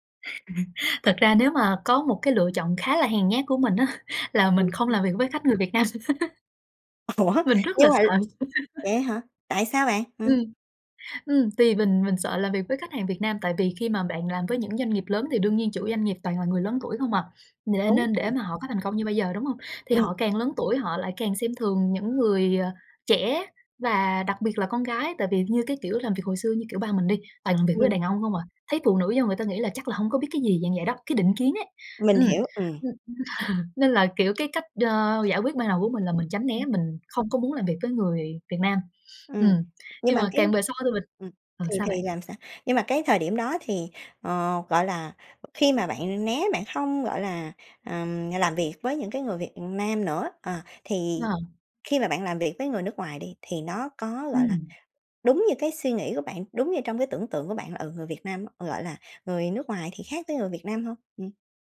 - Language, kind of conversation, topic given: Vietnamese, podcast, Bạn bắt chuyện với người lạ ở sự kiện kết nối như thế nào?
- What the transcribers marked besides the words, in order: laugh; tapping; laughing while speaking: "á"; laugh; laughing while speaking: "Ủa"; laugh; laugh; other background noise; sniff